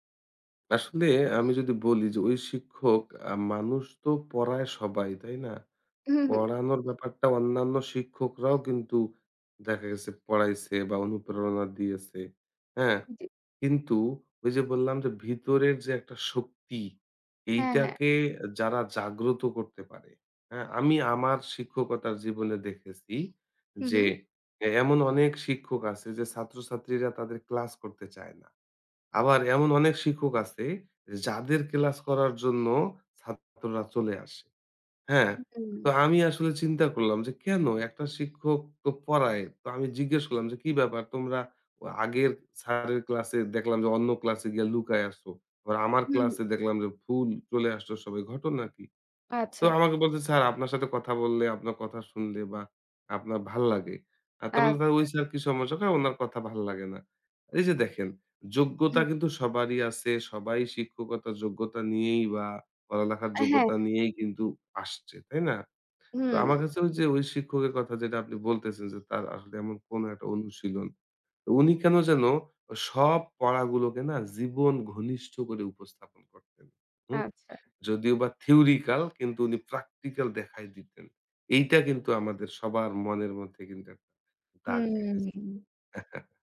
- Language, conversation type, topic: Bengali, podcast, আপনার জীবনে কোনো শিক্ষক বা পথপ্রদর্শকের প্রভাবে আপনি কীভাবে বদলে গেছেন?
- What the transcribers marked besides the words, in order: "ক্লাস" said as "ক্লেস"; "থিওরিটিক্যাল" said as "থিওরিক্যাল"; chuckle